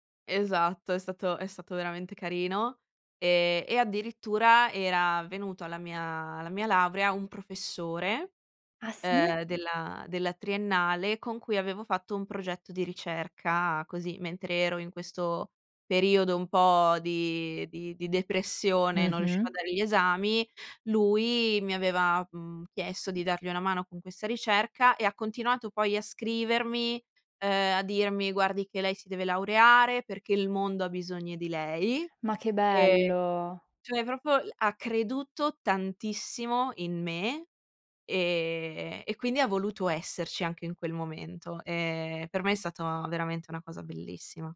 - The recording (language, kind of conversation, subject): Italian, podcast, Quando ti sei sentito davvero orgoglioso di te?
- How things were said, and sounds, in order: "proprio" said as "propo"; tapping